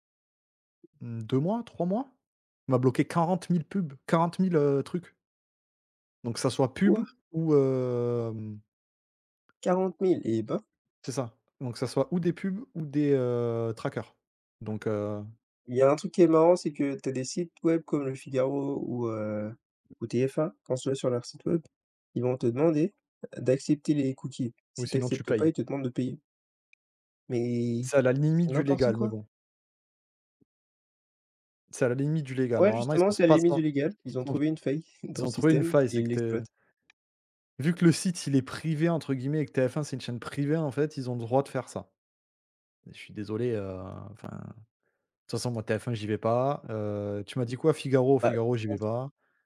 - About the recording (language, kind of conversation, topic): French, unstructured, Que ressens-tu face à la collecte massive de données personnelles ?
- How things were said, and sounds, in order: other background noise; drawn out: "hem"; tapping; unintelligible speech